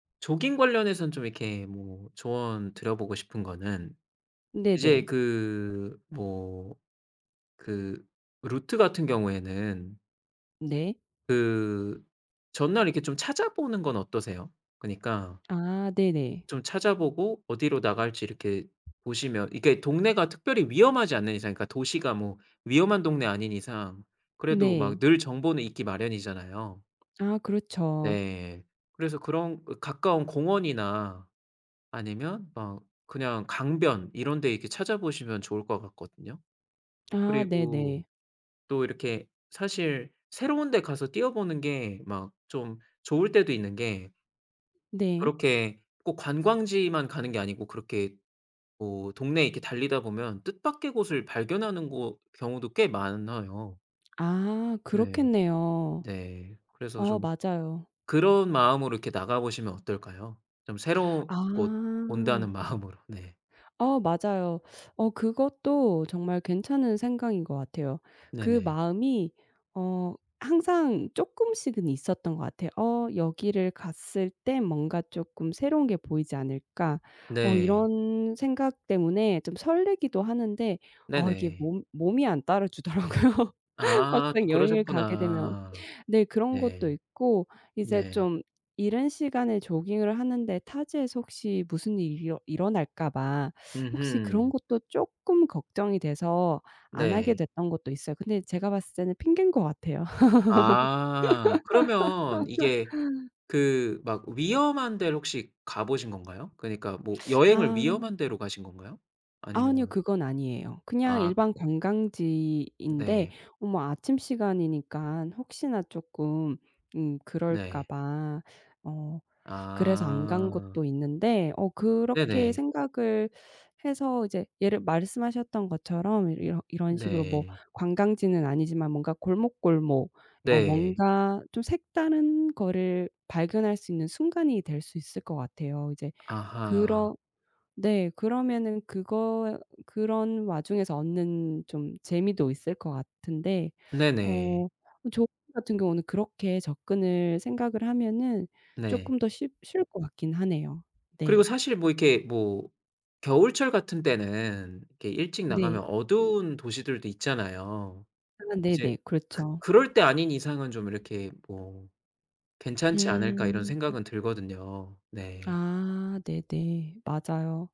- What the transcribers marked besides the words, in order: other background noise; laughing while speaking: "마음으로"; laughing while speaking: "주더라고요, 막상 여행을 가게 되면"; laugh
- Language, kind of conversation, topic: Korean, advice, 여행이나 출장 중에 습관이 무너지는 문제를 어떻게 해결할 수 있을까요?